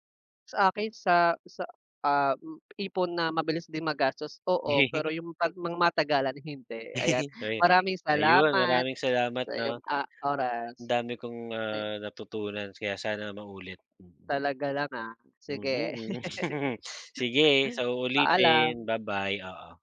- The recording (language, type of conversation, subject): Filipino, unstructured, Paano mo pinamamahalaan ang buwanang badyet mo, at ano ang pinakamahirap sa pag-iipon ng pera?
- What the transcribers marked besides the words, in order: tapping; laugh; laugh; chuckle; laugh